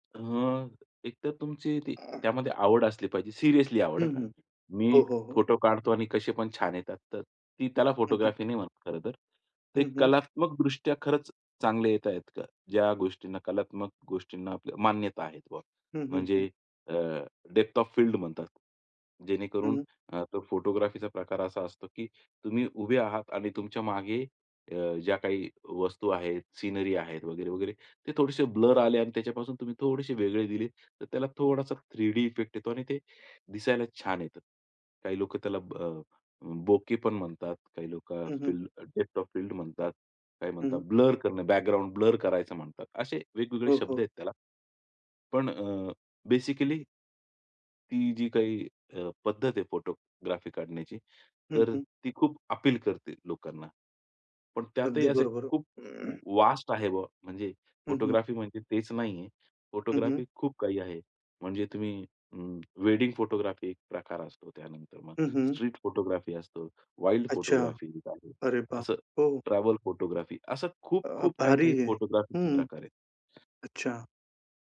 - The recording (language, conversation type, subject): Marathi, podcast, फोटोग्राफीची सुरुवात कुठून करावी?
- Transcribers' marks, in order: tapping; other background noise; in English: "डेप्थ ऑफ फील्ड"; in English: "बोके"; in English: "डेप्थ"; in English: "बेसिकली"; throat clearing